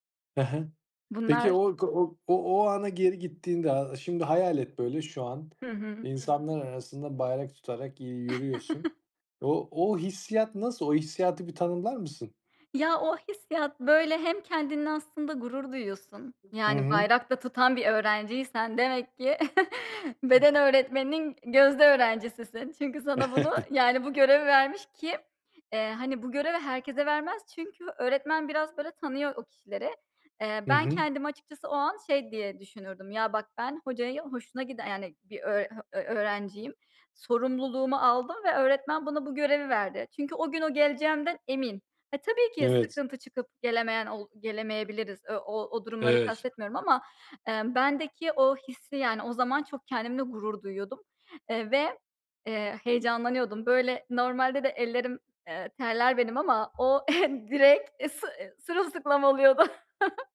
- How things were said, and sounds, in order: tapping; chuckle; other background noise; chuckle; laughing while speaking: "beden öğretmeninin gözde öğrencisisin çünkü sana bunu yani bu görevi vermiş ki"; chuckle; chuckle; laughing while speaking: "direk, eee, sı eee, sırılsıklam oluyordu"; chuckle
- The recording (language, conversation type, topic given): Turkish, podcast, Bayramlarda ya da kutlamalarda seni en çok etkileyen gelenek hangisi?